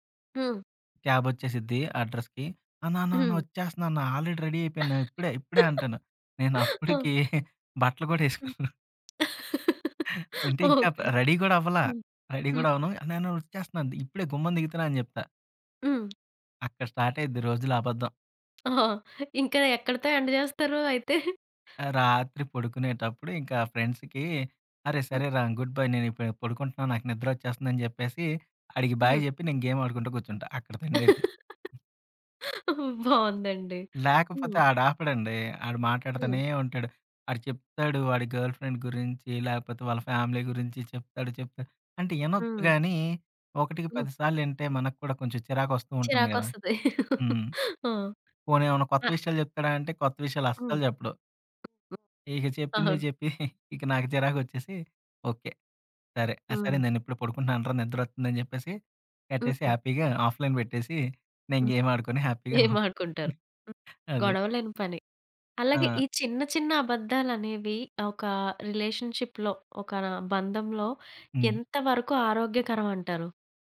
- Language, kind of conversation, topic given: Telugu, podcast, చిన్న అబద్ధాల గురించి నీ అభిప్రాయం ఏంటి?
- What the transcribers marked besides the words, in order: in English: "క్యాబ్"; in English: "అడ్రెస్‌కి"; in English: "ఆల్రెడీ రెడీ"; chuckle; giggle; laugh; in English: "రెడీ"; in English: "రెడీ"; tapping; in English: "స్టార్ట్"; in English: "ఎండ్"; giggle; in English: "ఫ్రెండ్స్‌కి"; in English: "గుడ్‌బై"; in English: "బాయ్"; in English: "గేమ్"; laugh; in English: "గర్ల్ ఫ్రెండ్"; in English: "ఫ్యామిలీ"; chuckle; other background noise; chuckle; in English: "హ్యాపీగా ఆఫ్‌లైన్"; in English: "గేమ్"; in English: "గేమ్"; in English: "హ్యాపీగా"; chuckle; in English: "రిలేషన్‌షిప్‌లో"